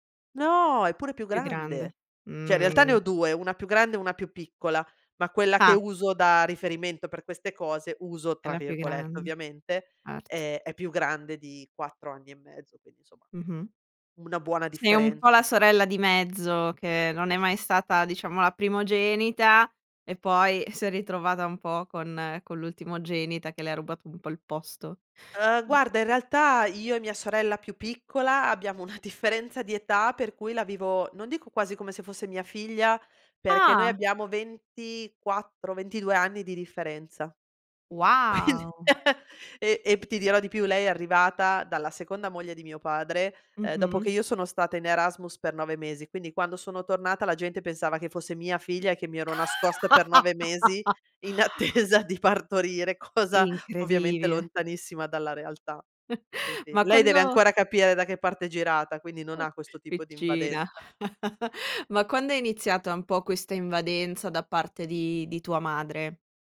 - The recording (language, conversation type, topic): Italian, podcast, Come stabilire dei limiti con parenti invadenti?
- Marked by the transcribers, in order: "Cioè" said as "ceh"; other background noise; unintelligible speech; laughing while speaking: "differenza"; laughing while speaking: "quindi"; chuckle; laugh; laughing while speaking: "attesa"; laughing while speaking: "cosa"; chuckle; chuckle